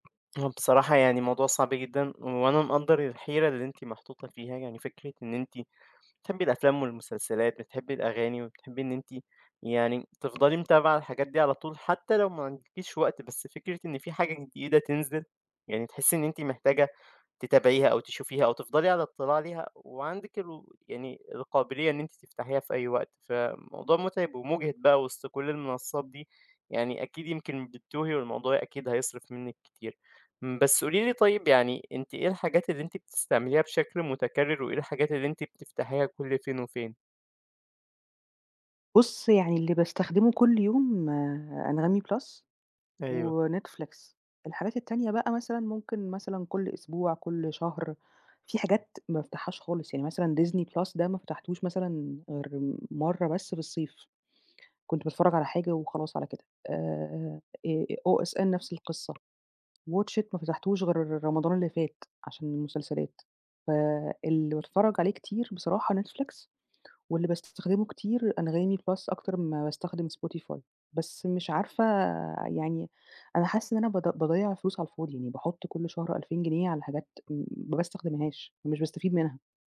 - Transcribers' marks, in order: tapping; other background noise
- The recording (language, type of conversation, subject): Arabic, advice, إزاي أسيطر على الاشتراكات الشهرية الصغيرة اللي بتتراكم وبتسحب من ميزانيتي؟